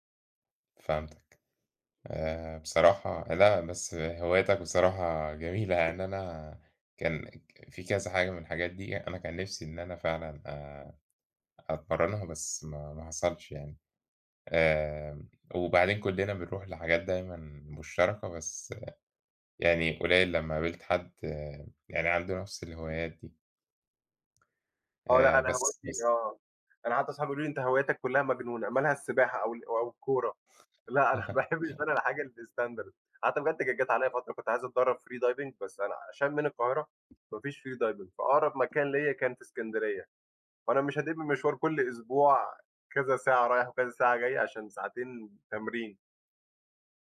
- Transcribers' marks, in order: tapping; laugh; laughing while speaking: "أنا باحب"; unintelligible speech; in English: "الstandard"; in English: "free diving"; in English: "free diving"
- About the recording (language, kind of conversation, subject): Arabic, unstructured, إزاي تحافظ على توازن بين الشغل وحياتك؟